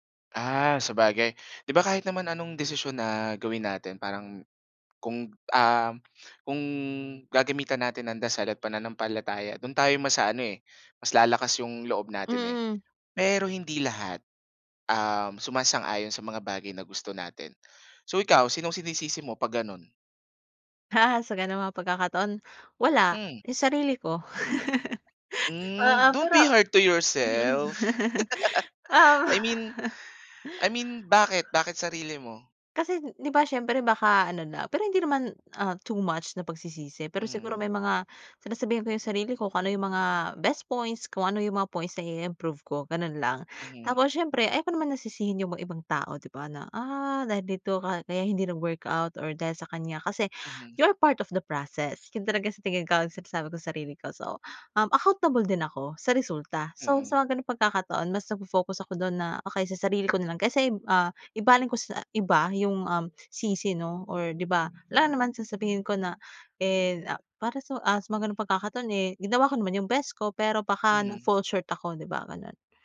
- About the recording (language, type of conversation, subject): Filipino, podcast, Paano mo hinaharap ang takot sa pagkuha ng panganib para sa paglago?
- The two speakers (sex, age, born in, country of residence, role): female, 25-29, Philippines, Philippines, guest; male, 25-29, Philippines, Philippines, host
- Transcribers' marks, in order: gasp; sniff; gasp; laugh; in English: "Don't be hard to yourself"; laugh; laughing while speaking: "Oo"; laugh; laughing while speaking: "oo"; gasp; in English: "you're part of the process"; in English: "accountable"; in English: "na-fall short"